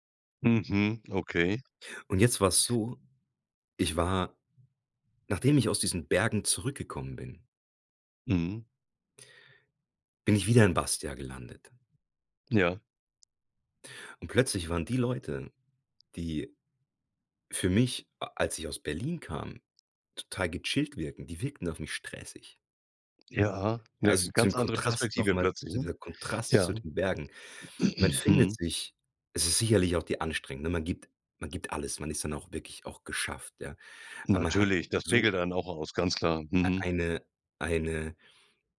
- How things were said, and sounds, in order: throat clearing
- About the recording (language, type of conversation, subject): German, podcast, Welcher Ort hat dir innere Ruhe geschenkt?